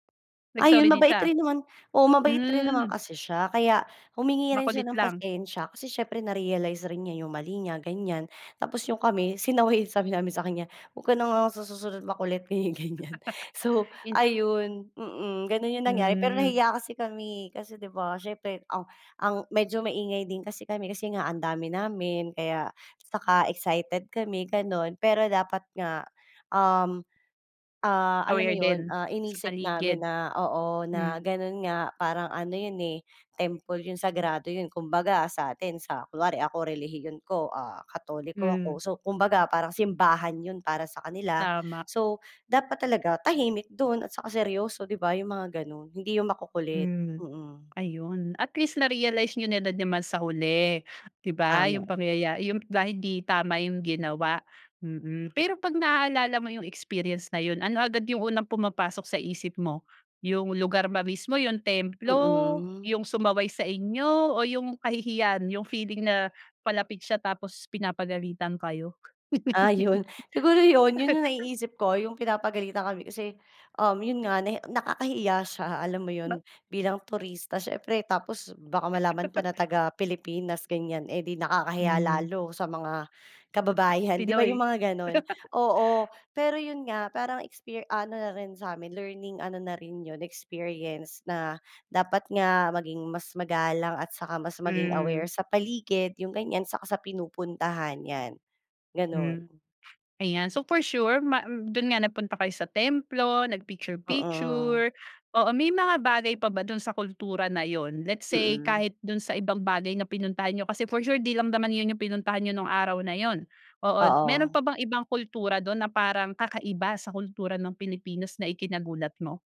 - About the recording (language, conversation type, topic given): Filipino, podcast, Ano ang pinaka-tumatak mong karanasang pangkultura habang naglalakbay ka?
- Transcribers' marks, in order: tapping; laughing while speaking: "sinaway"; laugh; laughing while speaking: "Ganyan-ganyan"; laughing while speaking: "yun. Siguro yun"; laugh; laugh; other background noise; laugh